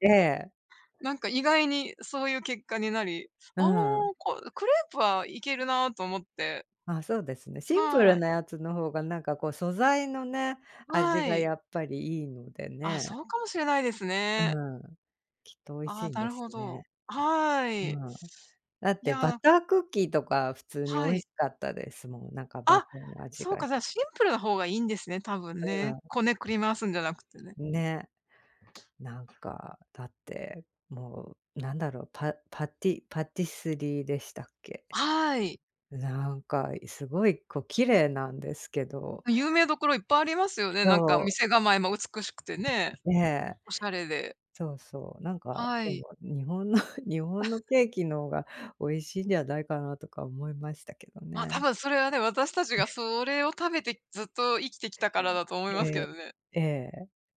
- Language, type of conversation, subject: Japanese, unstructured, 旅先で食べ物に驚いた経験はありますか？
- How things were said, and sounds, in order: tapping; in French: "パティスリー"; other background noise; laughing while speaking: "日本の"; cough; throat clearing